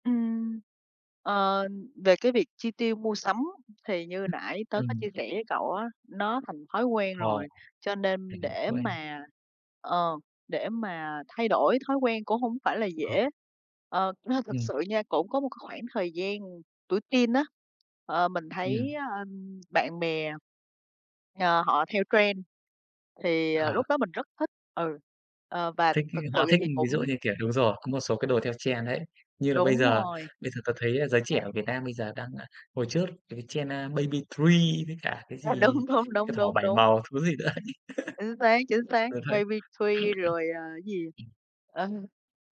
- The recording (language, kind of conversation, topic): Vietnamese, unstructured, Làm thế nào để cân bằng giữa việc tiết kiệm và chi tiêu?
- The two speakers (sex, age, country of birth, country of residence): female, 40-44, Vietnam, Vietnam; male, 25-29, Vietnam, Vietnam
- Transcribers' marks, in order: other background noise; unintelligible speech; tapping; in English: "trend"; in English: "trend"; laughing while speaking: "À, đúng, đúng"; in English: "trend"; laugh